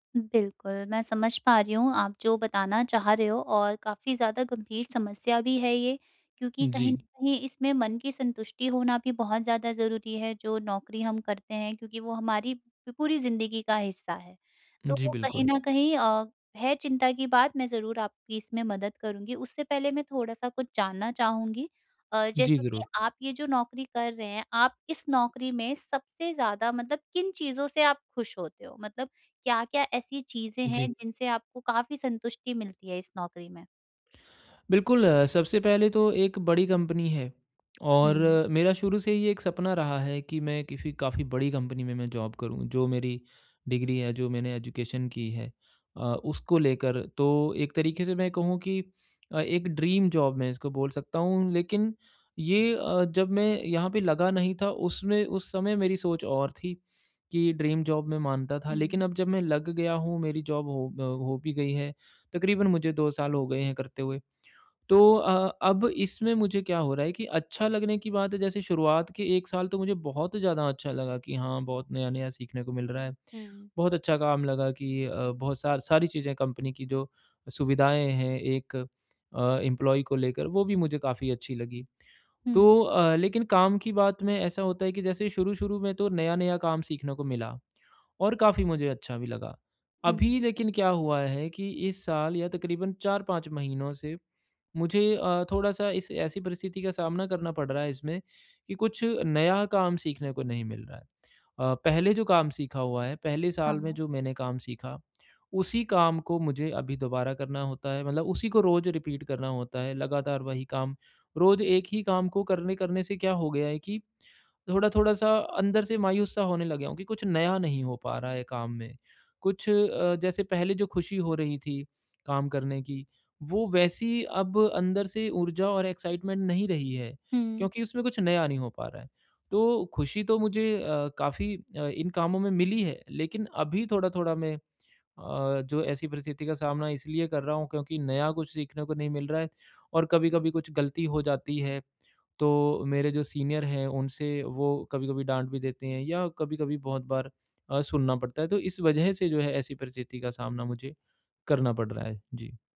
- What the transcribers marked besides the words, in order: "किसी" said as "किफ़ी"; in English: "जॉब"; in English: "एजुकेशन"; in English: "ड्रीम जॉब"; in English: "ड्रीम जॉब"; in English: "जॉब"; in English: "एम्प्लॉयी"; in English: "रीपीट"; in English: "एक्साइटमेंट"; in English: "सीनियर"
- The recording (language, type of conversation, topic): Hindi, advice, क्या मुझे इस नौकरी में खुश और संतुष्ट होना चाहिए?